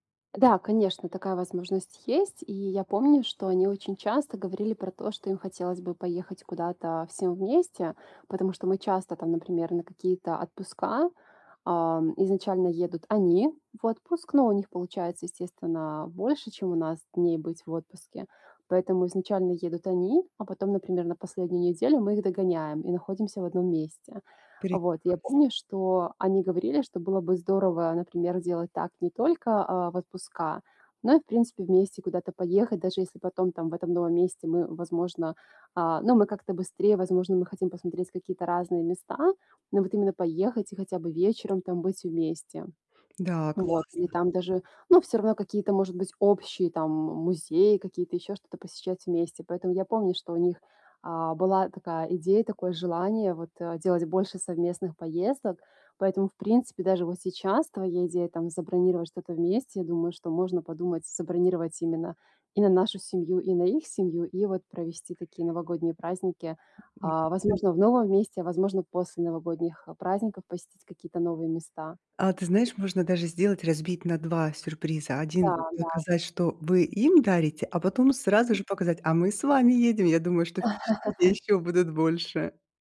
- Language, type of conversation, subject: Russian, advice, Как выбрать подарок близкому человеку и не бояться, что он не понравится?
- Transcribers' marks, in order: tapping; other background noise; unintelligible speech; laugh